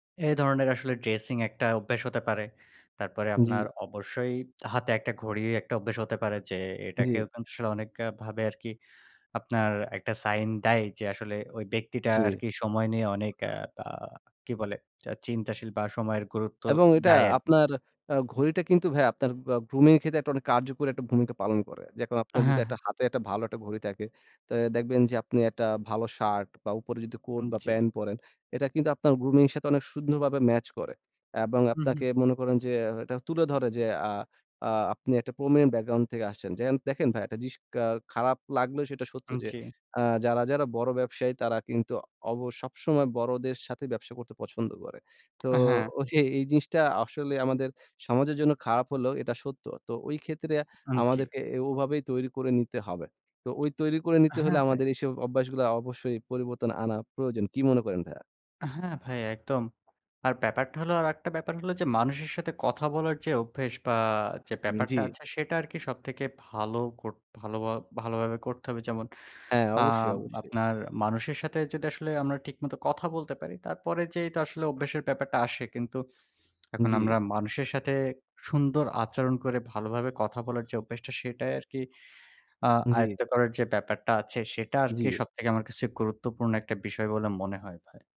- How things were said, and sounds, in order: other background noise
- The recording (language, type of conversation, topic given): Bengali, unstructured, নিজেকে উন্নত করতে কোন কোন অভ্যাস তোমাকে সাহায্য করে?